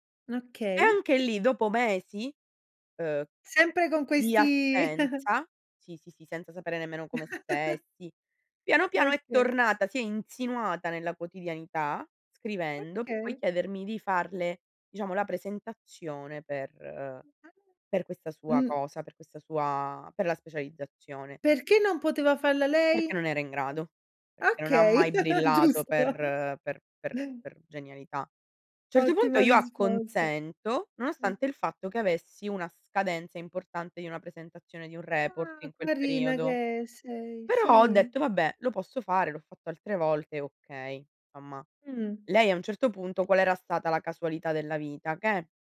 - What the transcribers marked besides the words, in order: giggle; chuckle; unintelligible speech; other background noise; chuckle; laughing while speaking: "giusto"; other noise; in English: "report"; tapping
- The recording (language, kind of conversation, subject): Italian, podcast, Come decidi quando dire no senza ferire gli altri?